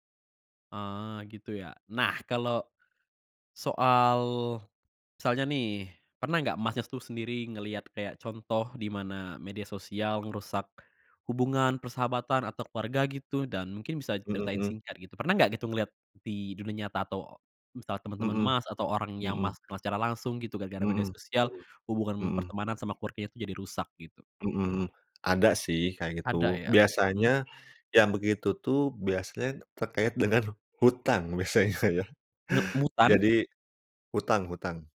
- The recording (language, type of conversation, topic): Indonesian, podcast, Bagaimana menurutmu pengaruh media sosial terhadap hubungan sehari-hari?
- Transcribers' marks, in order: tapping; laughing while speaking: "biasanya ya"